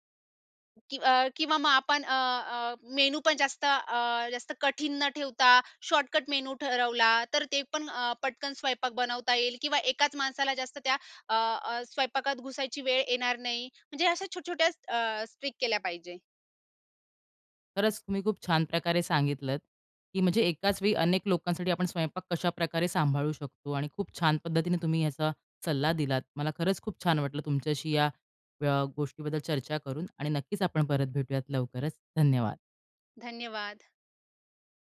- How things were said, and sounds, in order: tapping; in English: "ट्रिक"
- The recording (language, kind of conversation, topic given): Marathi, podcast, एकाच वेळी अनेक लोकांसाठी स्वयंपाक कसा सांभाळता?